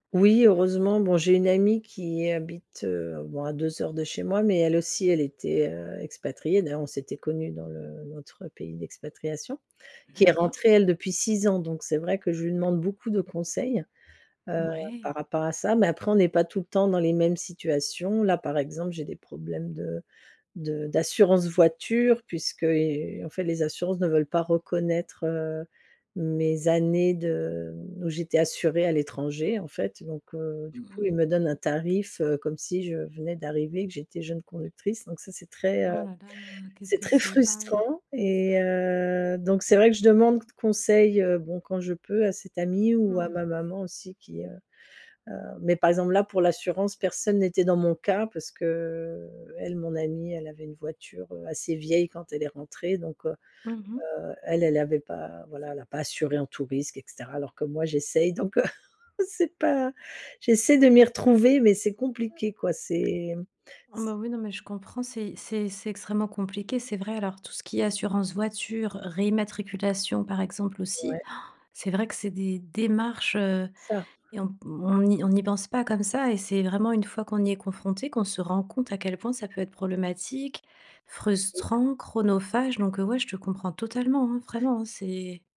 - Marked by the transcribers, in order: tapping; chuckle; other background noise; gasp; stressed: "démarches"
- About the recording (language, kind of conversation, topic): French, advice, Comment décririez-vous votre frustration face à la paperasserie et aux démarches administratives ?